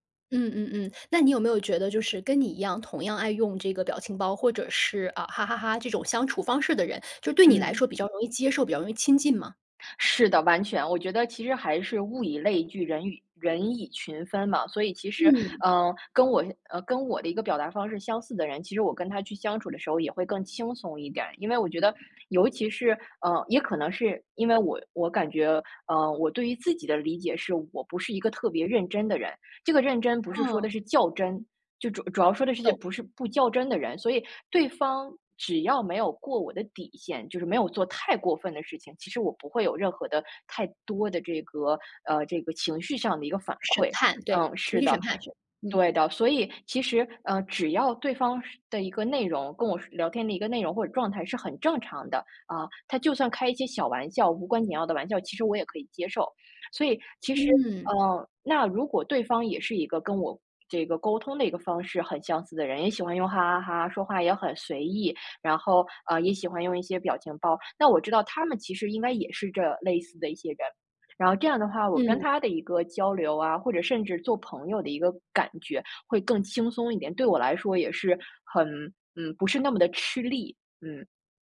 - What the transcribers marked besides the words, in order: other background noise
- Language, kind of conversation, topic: Chinese, podcast, 你觉得表情包改变了沟通吗？